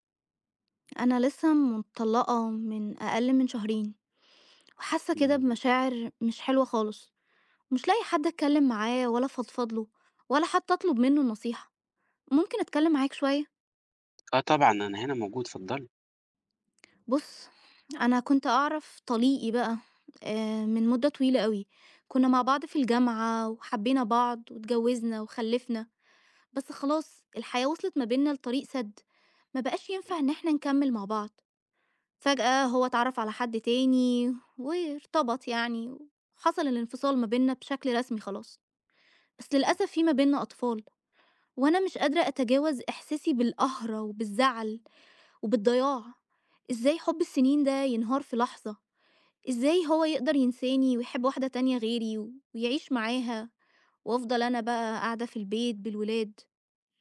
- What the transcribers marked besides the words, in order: tapping
- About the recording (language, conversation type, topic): Arabic, advice, إزاي بتتعامل/ي مع الانفصال بعد علاقة طويلة؟